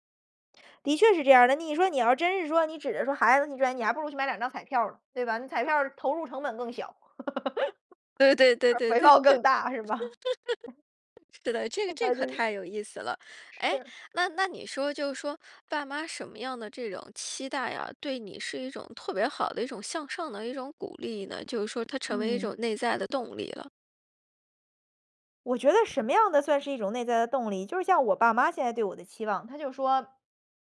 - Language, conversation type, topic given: Chinese, podcast, 爸妈对你最大的期望是什么?
- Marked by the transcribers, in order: other noise; other background noise; laugh